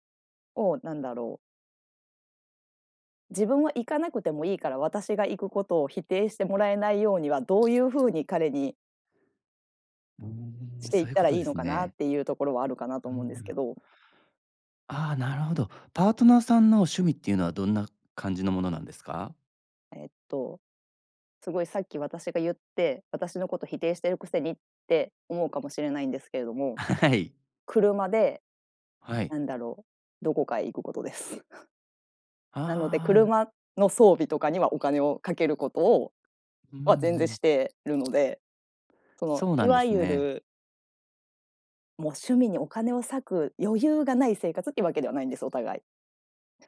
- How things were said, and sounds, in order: laughing while speaking: "はい"; chuckle; other background noise
- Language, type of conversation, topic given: Japanese, advice, 恋人に自分の趣味や価値観を受け入れてもらえないとき、どうすればいいですか？